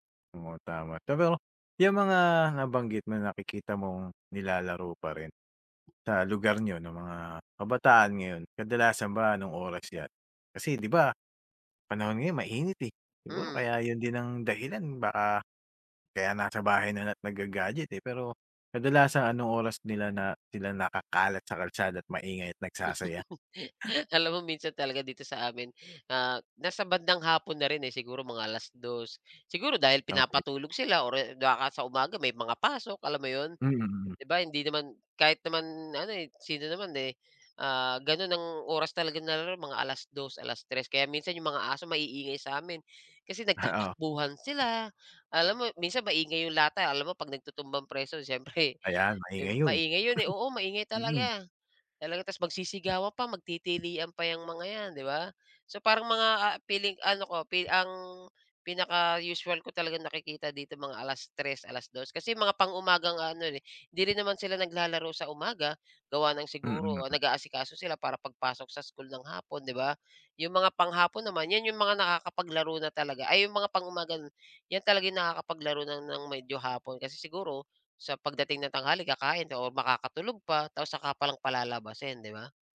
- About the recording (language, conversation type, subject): Filipino, podcast, Anong larong kalye ang hindi nawawala sa inyong purok, at paano ito nilalaro?
- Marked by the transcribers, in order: other background noise; tapping; laugh; chuckle; chuckle